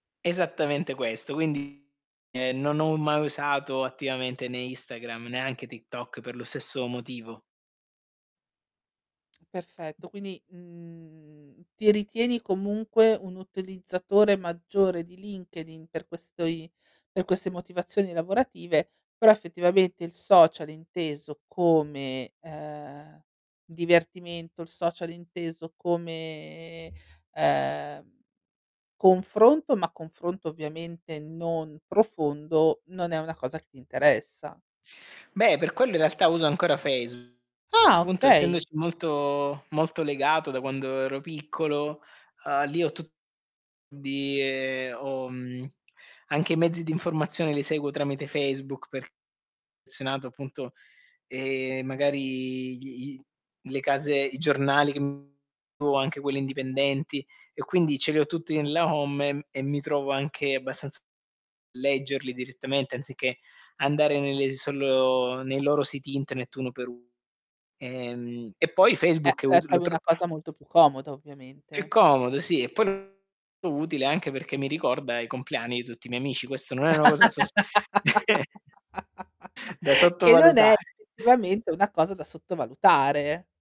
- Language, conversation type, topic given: Italian, podcast, Ti capita di confrontarti con gli altri sui social?
- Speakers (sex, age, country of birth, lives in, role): female, 40-44, Italy, Spain, guest; male, 40-44, Italy, Germany, host
- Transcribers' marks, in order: distorted speech; tapping; drawn out: "mhmm"; drawn out: "come"; drawn out: "quindi"; unintelligible speech; drawn out: "magari"; unintelligible speech; laugh; chuckle